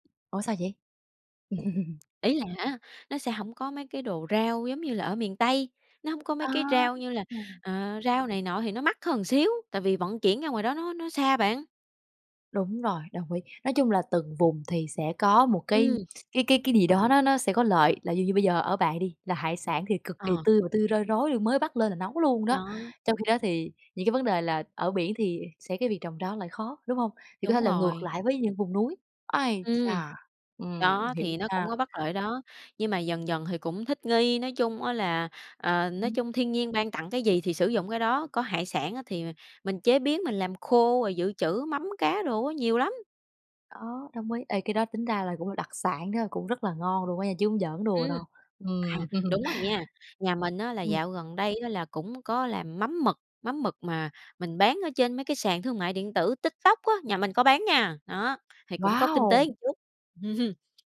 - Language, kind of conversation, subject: Vietnamese, podcast, Bạn rút ra điều gì từ việc sống gần sông, biển, núi?
- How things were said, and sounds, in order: tapping; laugh; lip smack; other background noise; unintelligible speech; laugh; laugh